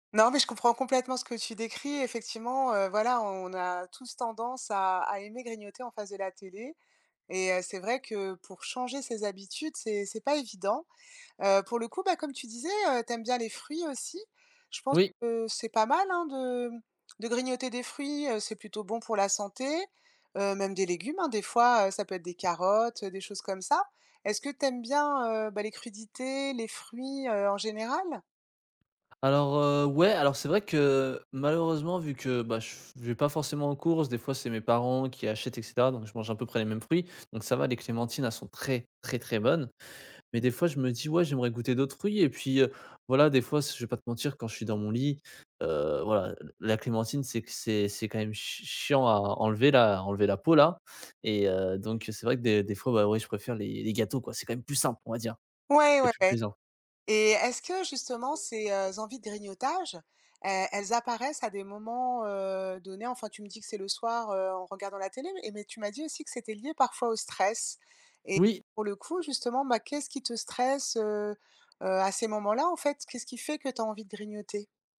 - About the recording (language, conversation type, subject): French, advice, Comment puis-je arrêter de grignoter entre les repas sans craquer tout le temps ?
- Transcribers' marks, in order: stressed: "très"; anticipating: "les les gâteaux, quoi. C'est quand même plus simple, on va dire"